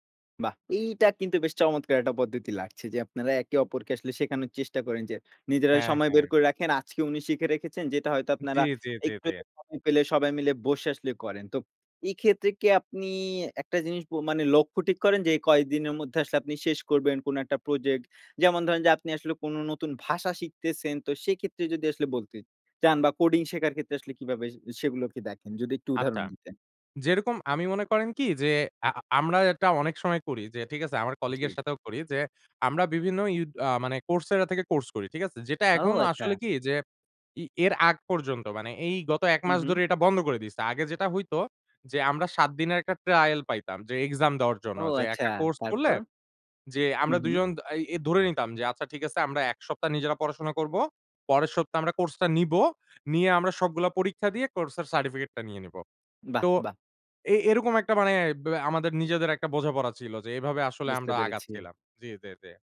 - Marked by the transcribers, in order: tapping
- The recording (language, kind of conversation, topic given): Bengali, podcast, ব্যস্ত জীবনে আপনি শেখার জন্য সময় কীভাবে বের করেন?